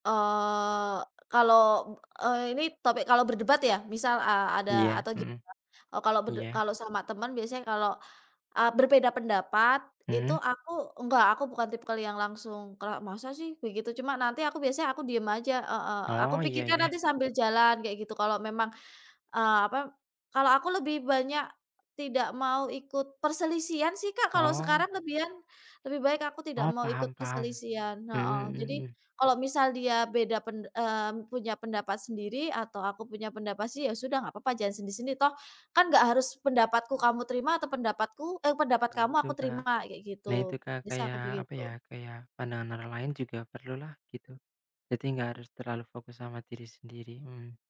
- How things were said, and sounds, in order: drawn out: "Eee"; tapping; other background noise
- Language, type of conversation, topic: Indonesian, unstructured, Bagaimana kamu biasanya menghadapi kegagalan dalam hidup?